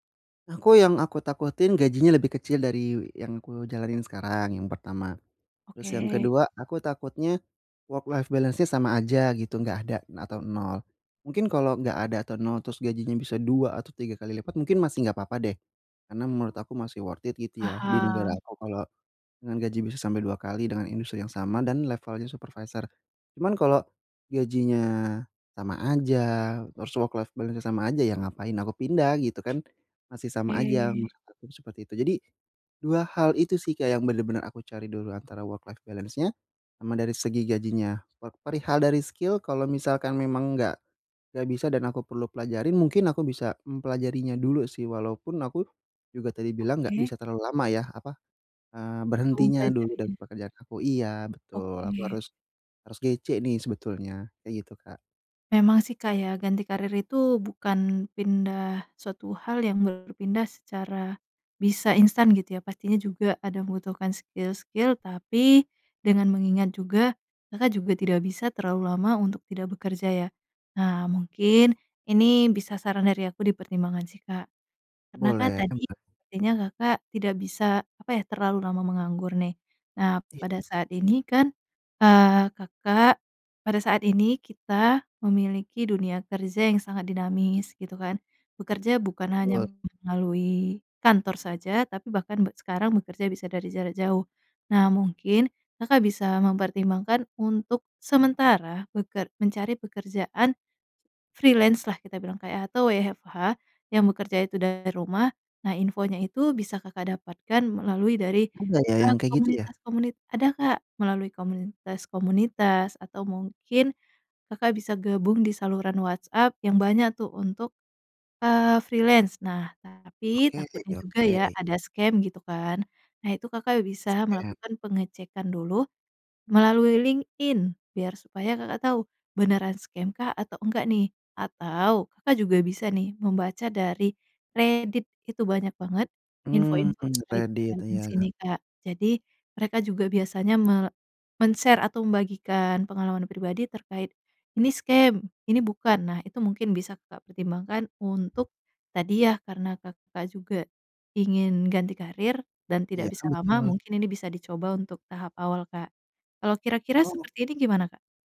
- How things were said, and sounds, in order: in English: "work-life balance-nya"; in English: "worth it"; in English: "work-life balance-nya"; other background noise; tapping; in English: "work-life balance-nya"; in English: "skill"; in English: "skill-skill"; in English: "freelance"; in English: "freelance"; in English: "scam"; in English: "scam"; in English: "freelance"; in English: "men-share"
- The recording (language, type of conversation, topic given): Indonesian, advice, Bagaimana cara memulai transisi karier ke pekerjaan yang lebih bermakna meski saya takut memulainya?